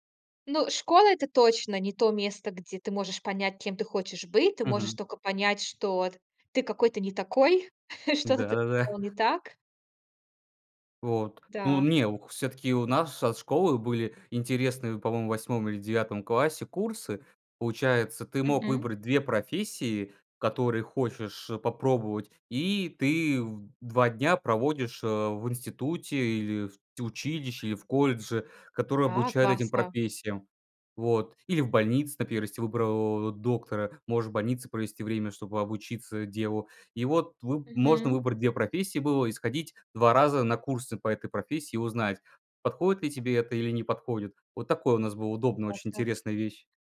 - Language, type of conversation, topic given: Russian, podcast, Как выбрать работу, если не знаешь, чем заняться?
- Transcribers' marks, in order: chuckle; other noise